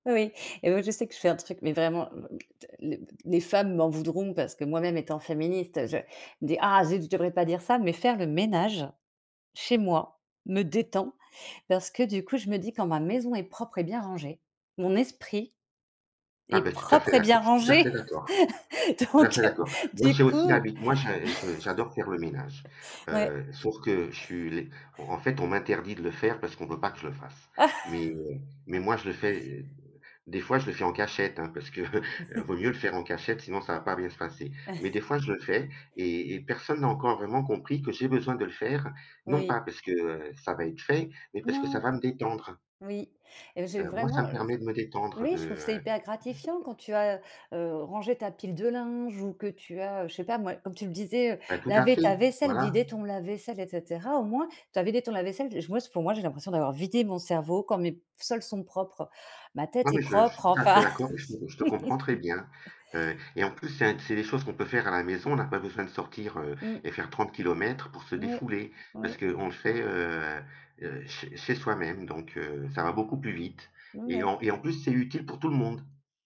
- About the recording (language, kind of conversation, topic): French, unstructured, Comment préfères-tu te détendre après une journée stressante ?
- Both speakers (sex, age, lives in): female, 45-49, France; male, 55-59, Portugal
- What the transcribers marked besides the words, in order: other noise; stressed: "ménage"; stressed: "détend"; chuckle; laughing while speaking: "donc heu"; chuckle; laugh; chuckle; chuckle; other background noise; laughing while speaking: "enfin"; chuckle